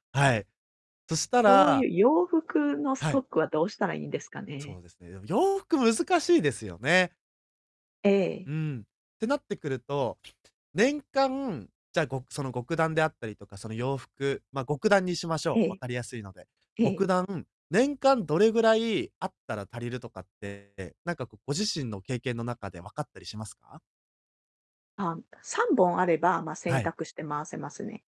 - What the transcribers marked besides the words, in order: distorted speech; other background noise
- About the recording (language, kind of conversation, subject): Japanese, advice, 衝動買いを抑えて消費習慣を改善するにはどうすればよいですか？